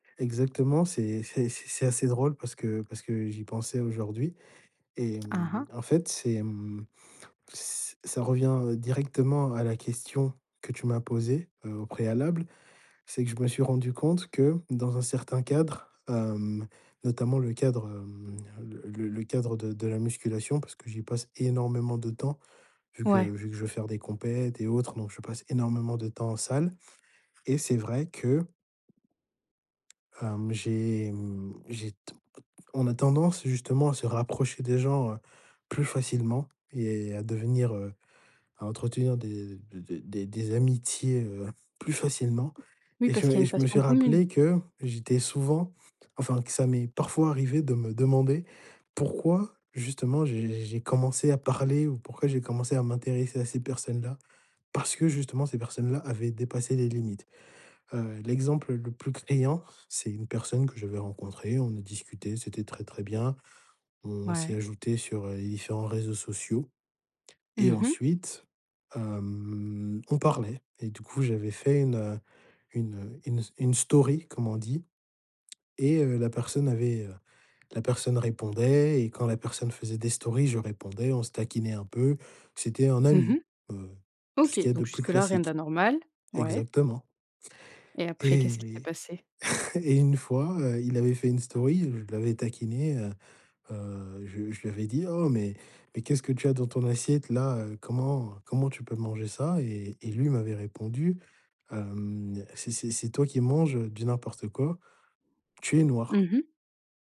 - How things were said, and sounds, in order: other background noise; stressed: "énormément"; drawn out: "hem"; stressed: "story"; background speech; chuckle
- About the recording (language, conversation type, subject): French, podcast, Comment réagis-tu quand quelqu’un dépasse tes limites ?